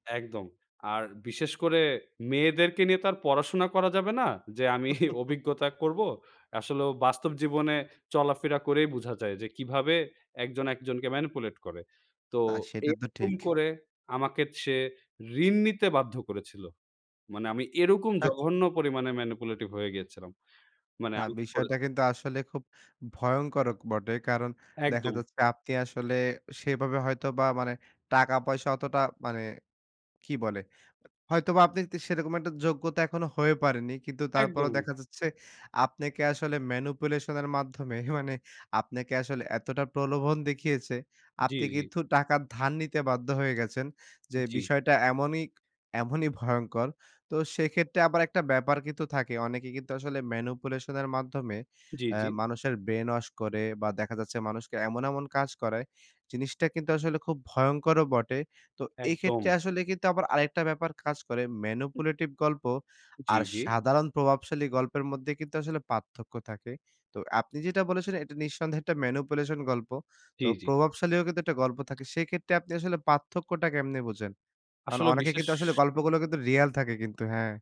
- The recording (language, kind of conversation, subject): Bengali, podcast, আপনি কী লক্ষণ দেখে প্রভাবিত করার উদ্দেশ্যে বানানো গল্প চেনেন এবং সেগুলোকে বাস্তব তথ্য থেকে কীভাবে আলাদা করেন?
- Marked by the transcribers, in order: chuckle; scoff; in English: "manipulate"; in English: "manipulative"; "ভয়ংকর" said as "ভয়ংকরক"; in English: "manipulation"; scoff; in English: "manipulation"; in English: "brain wash"; in English: "manipulative"; in English: "manipulation"; tapping